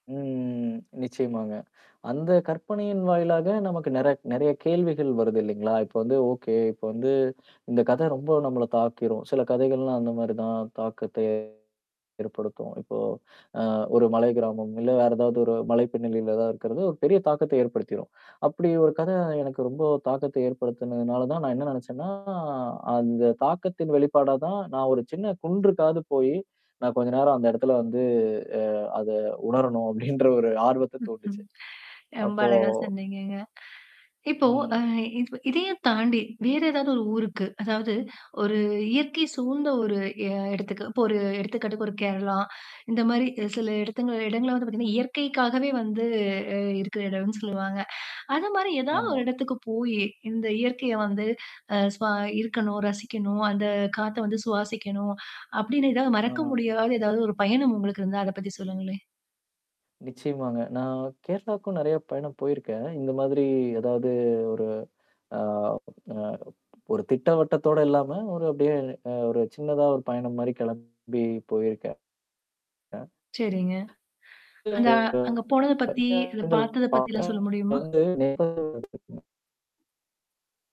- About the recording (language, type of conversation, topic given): Tamil, podcast, நீங்கள் பார்த்து மறக்க முடியாத ஒரு இயற்கைக் காட்சியைப் பற்றி சொல்லுவீர்களா?
- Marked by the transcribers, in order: other background noise; distorted speech; laughing while speaking: "அப்படின்ற"; chuckle; mechanical hum; tapping; static; other noise; unintelligible speech; unintelligible speech